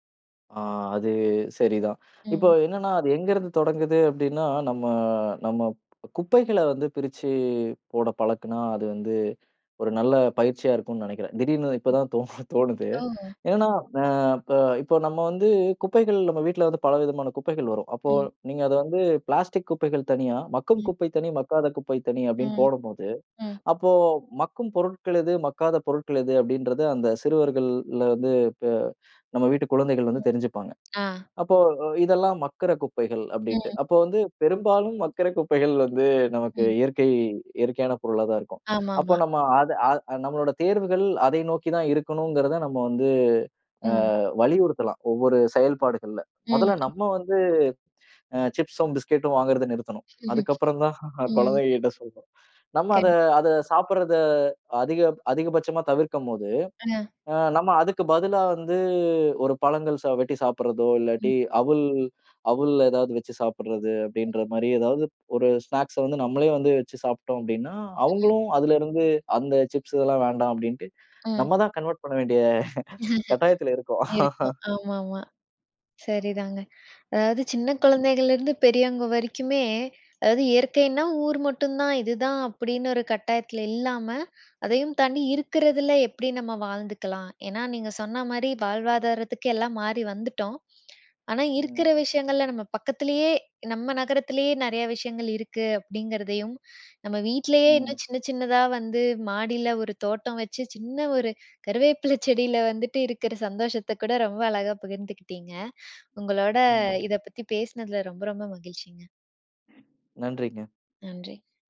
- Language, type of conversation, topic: Tamil, podcast, நகரில் இருந்தாலும் இயற்கையுடன் எளிமையாக நெருக்கத்தை எப்படி ஏற்படுத்திக் கொள்ளலாம்?
- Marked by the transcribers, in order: inhale; drawn out: "நம்ம"; "குப்பைகளை" said as "குப்பைகள"; laughing while speaking: "இப்பதான் தோணு தோணுது"; inhale; "என்னன்னா" said as "ஏனா"; in English: "பிளாஸ்டிக்"; inhale; inhale; inhale; laughing while speaking: "மக்கிற குப்பைகள் வந்து"; other background noise; inhale; in English: "சிப்ஸ்சும், பிஸ்கேட்டும்"; laugh; laughing while speaking: "அப்புறந்தான் குழந்தைகக்கிட்ட சொல்லணும்"; inhale; drawn out: "வந்து"; in English: "ஸ்நாக்ஸ"; in English: "சிப்ஸ்"; inhale; in English: "கன்வெர்ட்"; laughing while speaking: "வேண்டிய கட்டாயத்தில இருக்கோம்"; laughing while speaking: "இருக்கும். ஆமாமா. சரிதாங்க"; inhale; tongue click; inhale; laughing while speaking: "ஒரு கறிவேப்பிலை செடில வந்துவிட்டு இருக்கிற … ரொம்ப ரொம்ப மகிழ்ச்சிங்க"; inhale